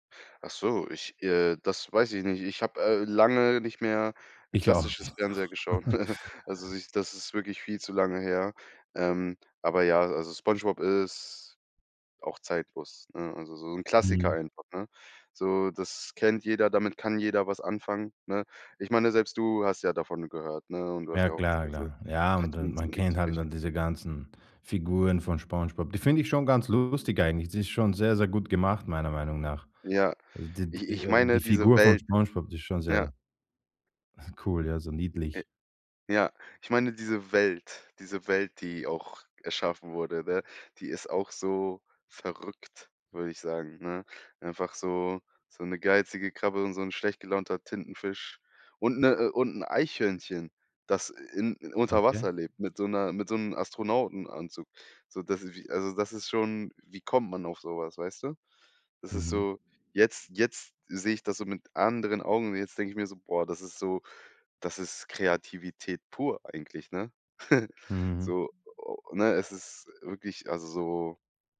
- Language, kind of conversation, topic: German, podcast, Welche Fernsehsendung aus deiner Kindheit ist dir besonders in Erinnerung geblieben?
- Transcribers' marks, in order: chuckle; drawn out: "ist"; other background noise; chuckle; chuckle; other noise